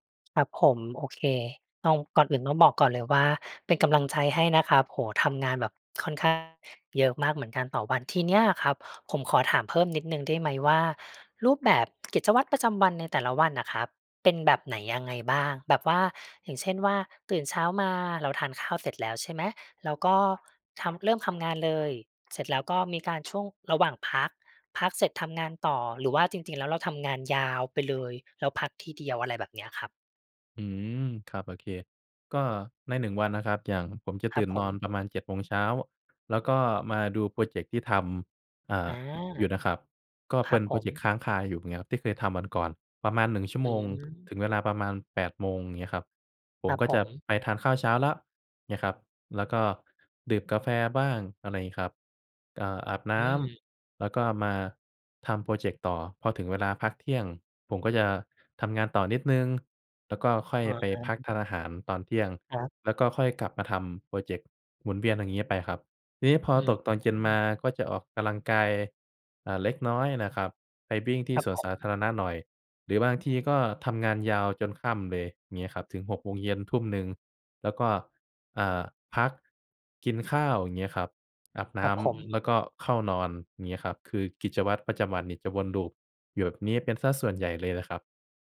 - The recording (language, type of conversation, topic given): Thai, advice, จะเริ่มจัดสรรเวลาเพื่อทำกิจกรรมที่ช่วยเติมพลังให้ตัวเองได้อย่างไร?
- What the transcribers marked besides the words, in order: none